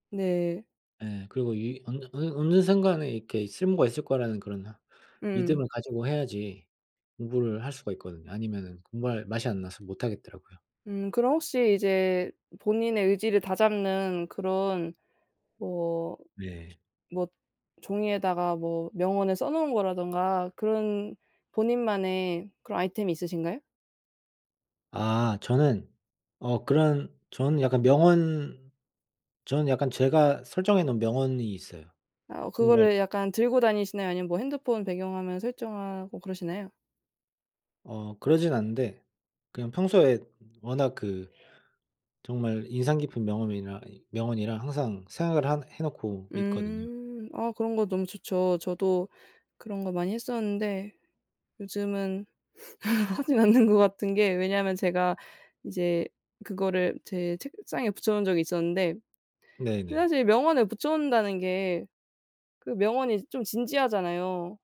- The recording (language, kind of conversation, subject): Korean, unstructured, 어떻게 하면 공부에 대한 흥미를 잃지 않을 수 있을까요?
- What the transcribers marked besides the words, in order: other background noise; in English: "아이템이"; laugh; laughing while speaking: "하지 않는 것"